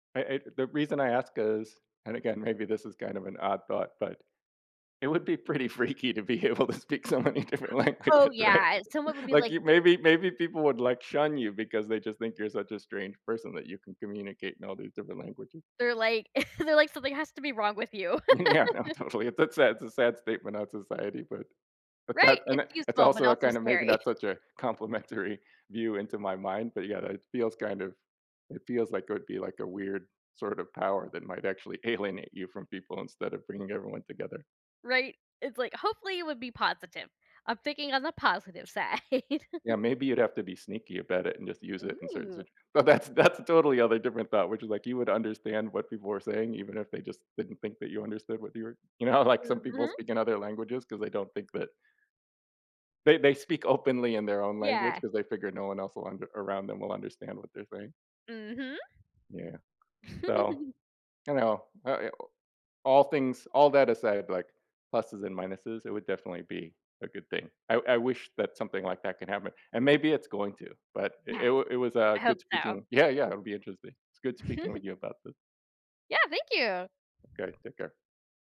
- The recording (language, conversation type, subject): English, unstructured, What would you do if you could speak every language fluently?
- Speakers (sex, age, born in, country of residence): female, 35-39, United States, United States; male, 55-59, United States, United States
- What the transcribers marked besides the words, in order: laughing while speaking: "pretty freaky to be able to speak so many different languages, right?"; chuckle; laughing while speaking: "Yeah, no, totally, it's a … into my mind"; laugh; laughing while speaking: "scary"; other background noise; laughing while speaking: "side"; chuckle; laughing while speaking: "but that's that's"; laughing while speaking: "you know"; giggle; giggle